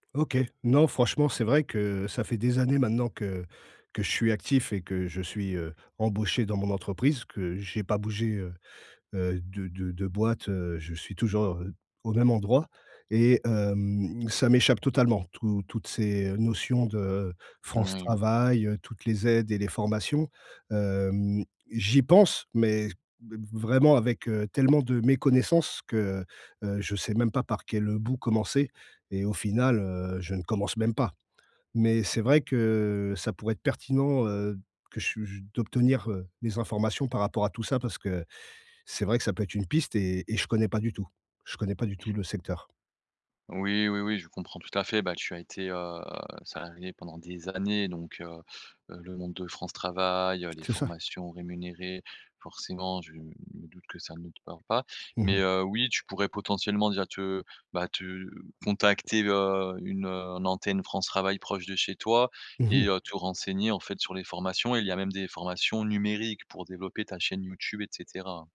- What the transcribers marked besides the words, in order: tapping; other background noise
- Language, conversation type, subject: French, advice, Comment surmonter ma peur de changer de carrière pour donner plus de sens à mon travail ?